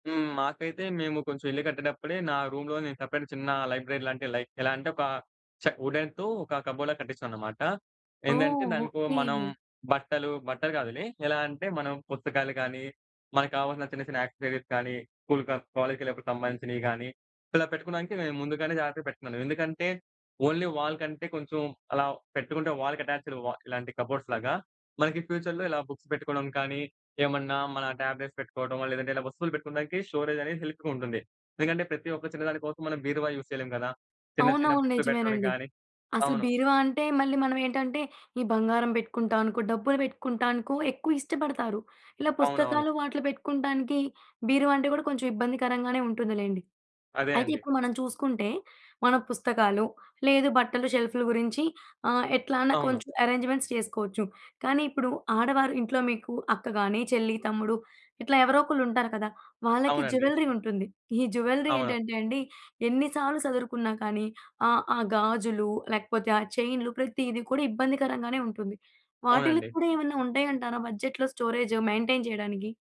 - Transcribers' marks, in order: in English: "రూమ్‌లో"; in English: "సెపరేట్‌గా"; in English: "లైబ్రరీ"; in English: "లైక్"; in English: "కబోర్డ్‌లా"; in English: "యాక్సెసరీస్"; in English: "ఆర్"; in English: "ఓన్లీ వాల్"; in English: "వాల్‌కి అటాచ్డ్"; in English: "కబోర్డ్స్‌లాగా"; in English: "ఫ్యూచర్‌లో"; in English: "బుక్స్"; in English: "ట్యాబ్లెట్స్"; in English: "స్టోరేజ్"; in English: "హెల్ప్‌గా"; in English: "యూజ్"; in English: "బుక్స్"; in English: "అరేంజ్‌మెంట్స్"; in English: "జ్యువెల్లరీ"; in English: "జ్యువెల్లరీ"; other background noise; in English: "బడ్జెట్‌లో స్టోరేజ్ మెయింటెయిన్"
- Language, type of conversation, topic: Telugu, podcast, చిన్న బడ్జెట్‌తో ఇంట్లో నిల్వ ఏర్పాటును ఎలా చేసుకుంటారు?